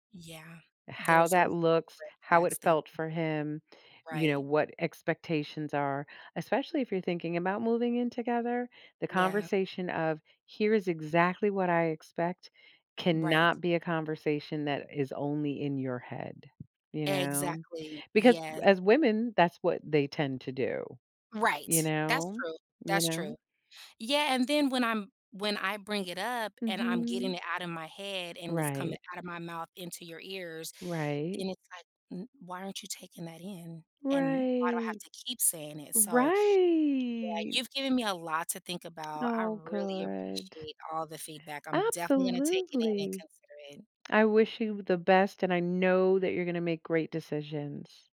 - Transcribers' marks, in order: tapping; drawn out: "right"; stressed: "know"
- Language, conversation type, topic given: English, advice, How can I stop arguing with my partner?